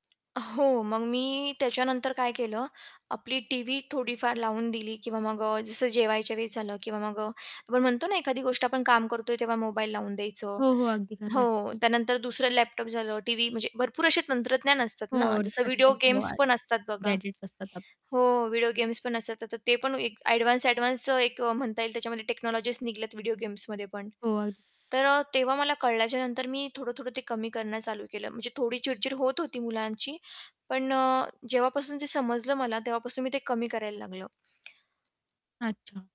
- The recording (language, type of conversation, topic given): Marathi, podcast, मुलं आणि तंत्रज्ञान यांच्यात योग्य समतोल कसा राखता येईल?
- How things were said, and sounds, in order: tapping; static; unintelligible speech; in English: "गॅजेट्स"; other background noise; in English: "टेक्नॉलॉजीस"; distorted speech